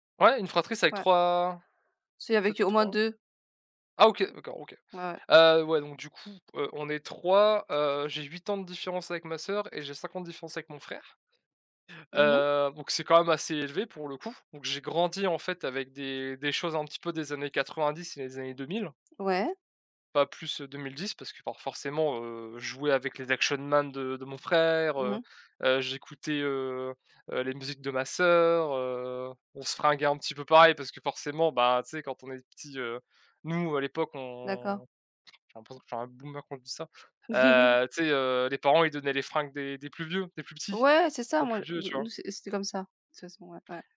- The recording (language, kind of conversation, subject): French, unstructured, Quel est ton meilleur souvenir d’enfance ?
- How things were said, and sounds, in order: drawn out: "trois"; laugh